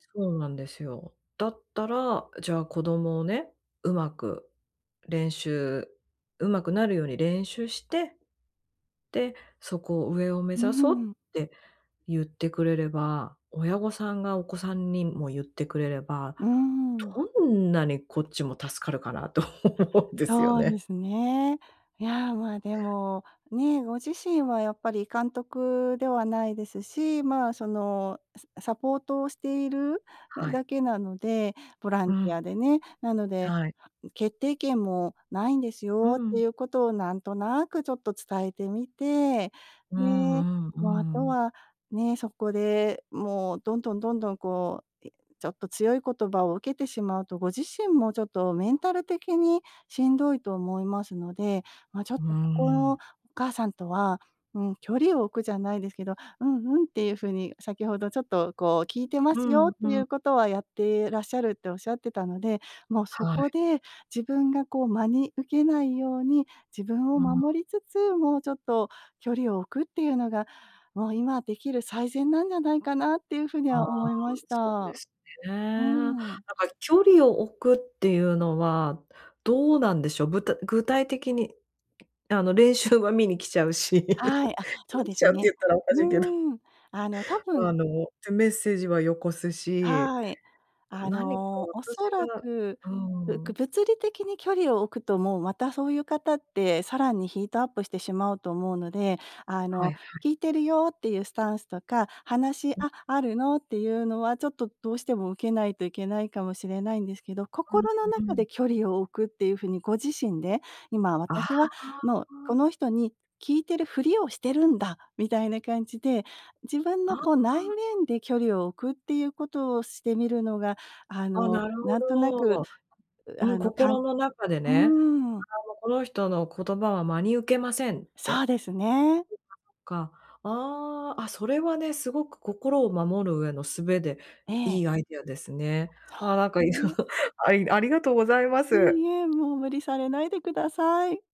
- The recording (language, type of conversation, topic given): Japanese, advice, 対人関係で感情が高ぶったとき、落ち着いて反応するにはどうすればいいですか？
- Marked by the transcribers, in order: laughing while speaking: "と思うんですよね"; other noise; laugh; unintelligible speech; other background noise; laughing while speaking: "いろ"